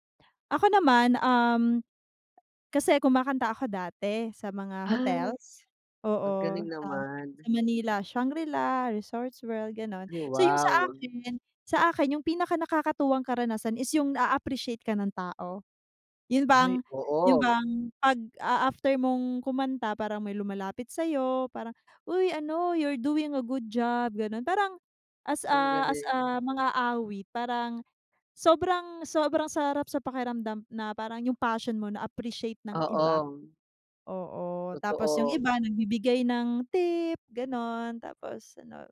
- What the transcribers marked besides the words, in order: wind
- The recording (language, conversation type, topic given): Filipino, unstructured, Ano ang pinaka-nakakatuwang karanasan mo sa trabaho?
- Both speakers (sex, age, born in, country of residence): female, 30-34, Philippines, United States; male, 25-29, Philippines, Philippines